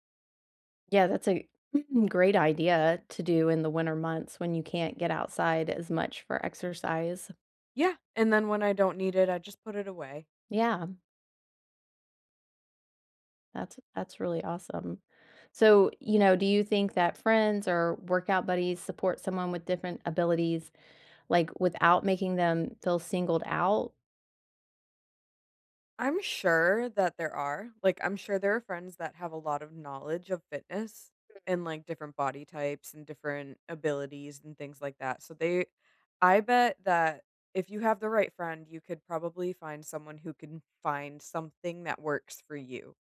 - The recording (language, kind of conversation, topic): English, unstructured, How can I make my gym welcoming to people with different abilities?
- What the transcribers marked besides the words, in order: throat clearing